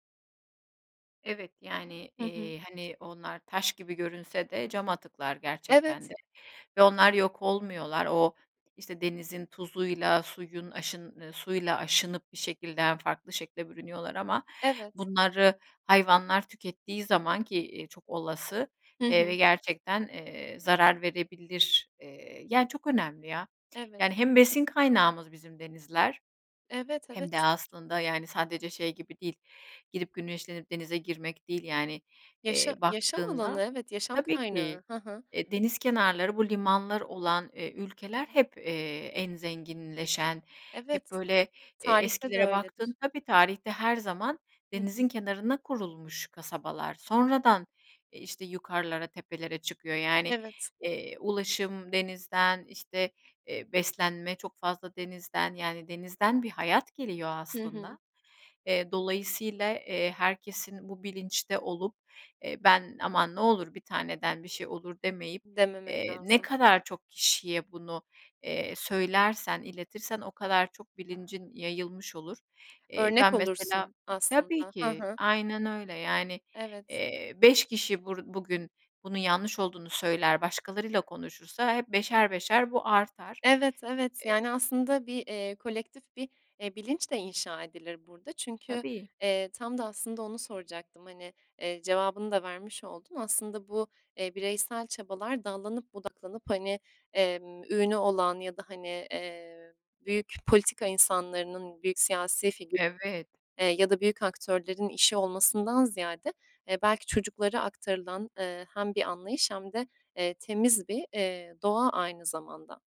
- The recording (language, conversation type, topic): Turkish, podcast, Kıyı ve denizleri korumaya bireyler nasıl katkıda bulunabilir?
- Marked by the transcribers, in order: tapping; "dolayısıyla" said as "dolayısyle"; other background noise